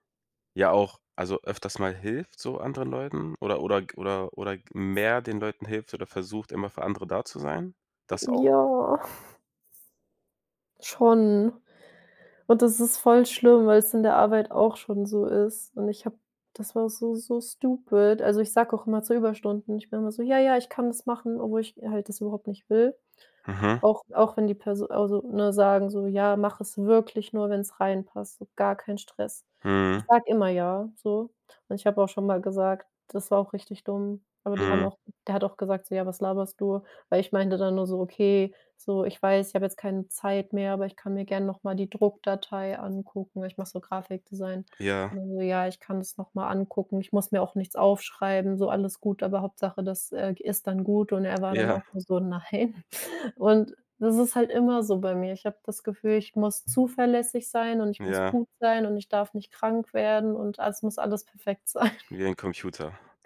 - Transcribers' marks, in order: drawn out: "Ja"; chuckle; laughing while speaking: "Nein"; laughing while speaking: "sein"
- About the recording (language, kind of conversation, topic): German, advice, Wie führe ich ein schwieriges Gespräch mit meinem Chef?